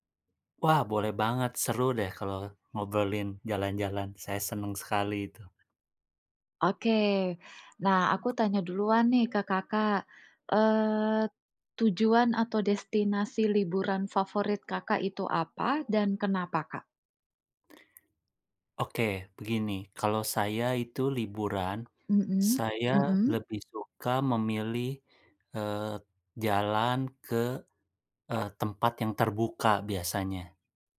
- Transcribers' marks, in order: other background noise; tapping; tongue click
- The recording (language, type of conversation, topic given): Indonesian, unstructured, Apa destinasi liburan favoritmu, dan mengapa kamu menyukainya?